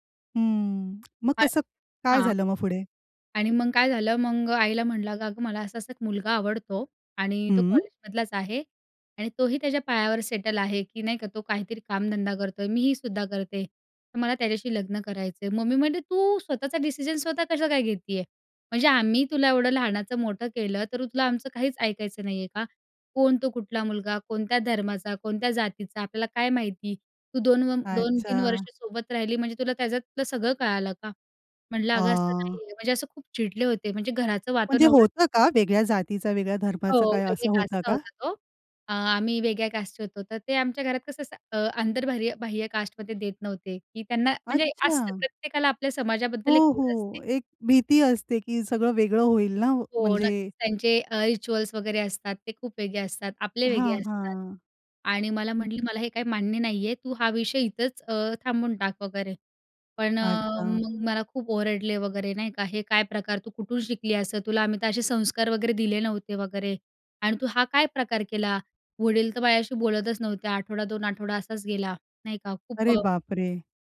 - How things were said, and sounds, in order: unintelligible speech; in English: "सेटल"; "तरी" said as "तरु"; in English: "कास्टचा"; in English: "कास्टचे"; "आंतरबाह्य" said as "आंतरबाहर्य"; in English: "कास्टमध्ये"; in English: "रिच्युअल्स"; other noise
- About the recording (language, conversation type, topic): Marathi, podcast, लग्नाबद्दल कुटुंबाच्या अपेक्षा तुला कशा वाटतात?
- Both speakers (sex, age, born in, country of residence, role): female, 20-24, India, India, guest; female, 35-39, India, India, host